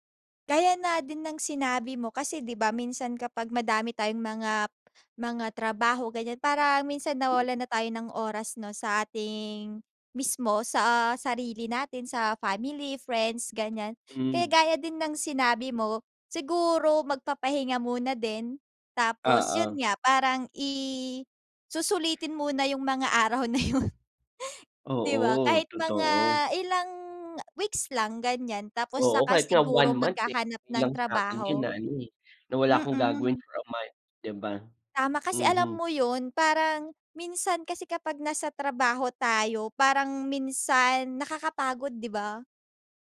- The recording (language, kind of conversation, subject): Filipino, unstructured, Ano ang gagawin mo kung bigla kang mawalan ng trabaho bukas?
- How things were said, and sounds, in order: laughing while speaking: "yun"